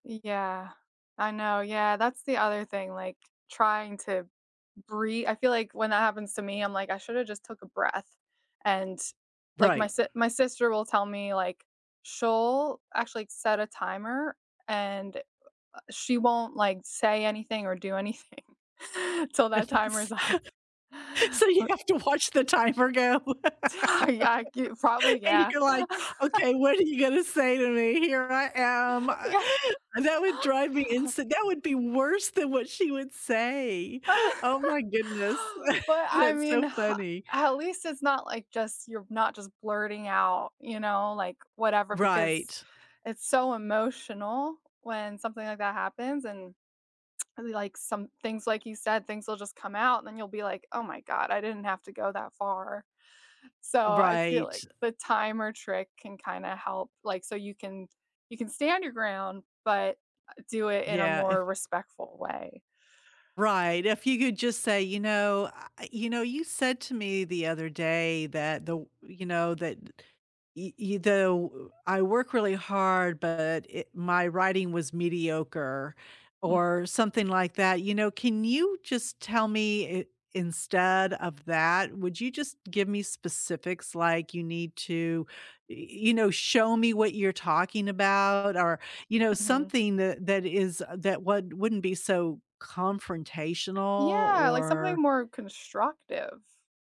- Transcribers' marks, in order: other noise; chuckle; laughing while speaking: "That's So you have to watch the timer go"; laughing while speaking: "off"; laugh; chuckle; chuckle; chuckle; laughing while speaking: "Yeah"; chuckle; chuckle; tsk; tapping
- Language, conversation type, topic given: English, unstructured, How do you decide when it’s worth standing your ground?
- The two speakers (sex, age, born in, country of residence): female, 35-39, United States, United States; female, 65-69, United States, United States